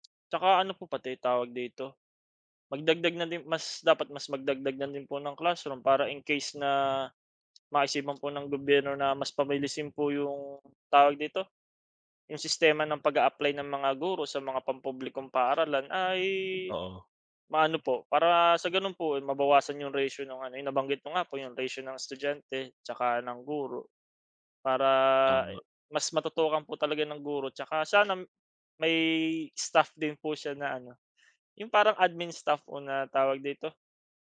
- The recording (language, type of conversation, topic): Filipino, unstructured, Paano sa palagay mo dapat magbago ang sistema ng edukasyon?
- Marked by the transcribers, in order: wind; tapping; other noise